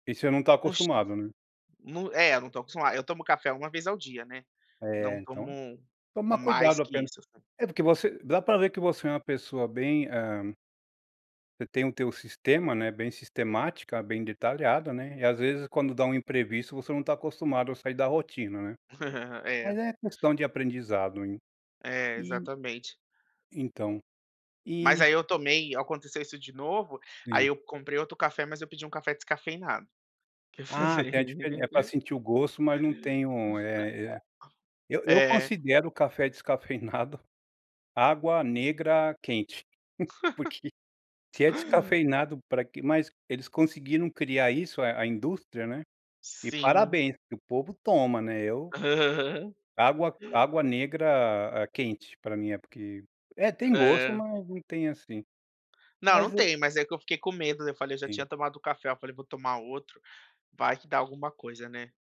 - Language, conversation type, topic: Portuguese, podcast, Como é a sua rotina matinal e de que forma ela te prepara para o dia?
- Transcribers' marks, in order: unintelligible speech; giggle; laughing while speaking: "O que fazer?"; laugh; other background noise; chuckle; laugh; laugh; tapping